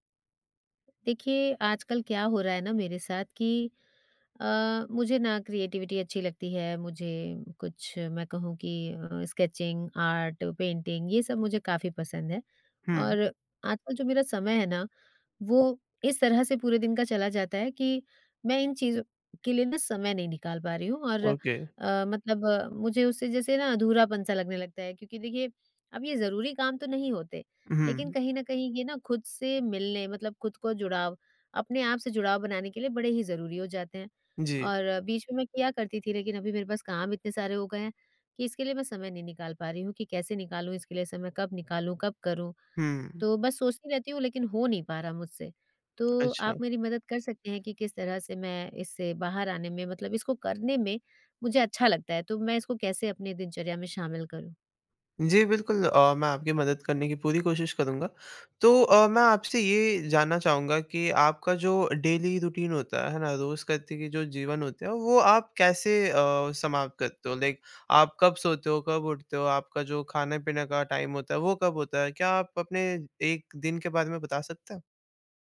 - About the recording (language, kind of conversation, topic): Hindi, advice, मैं रोज़ाना रचनात्मक काम के लिए समय कैसे निकालूँ?
- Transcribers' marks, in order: in English: "क्रिएटिविटी"; in English: "स्केचिंग, आर्ट, पेंटिंग"; tapping; other noise; in English: "ओके"; other background noise; in English: "डेली रूटीन"; in English: "लाइक"; in English: "टाइम"